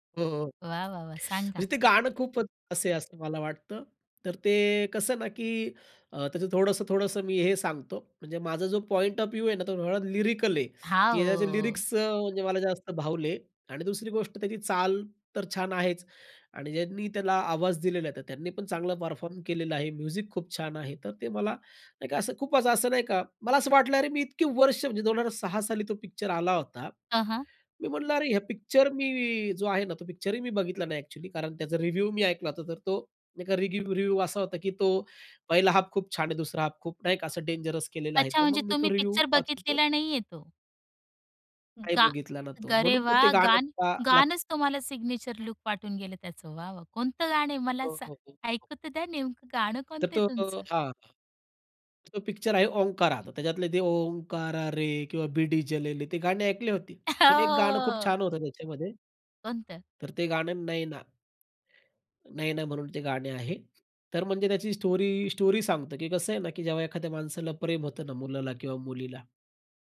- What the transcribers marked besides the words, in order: teeth sucking; in English: "पॉइंट ऑफ व्ह्यू"; in English: "लिरिकल"; in English: "लिरिक्स"; other background noise; in English: "म्युझिक"; in English: "रिव्ह्यू"; in English: "रिव्ह्यू"; in English: "रिव्ह्यू"; in English: "सिग्नेचर"; tapping; other noise; drawn out: "हो"; in English: "स्टोरी स्टोरी"
- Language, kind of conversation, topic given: Marathi, podcast, तुमचं सिग्नेचर गाणं कोणतं वाटतं?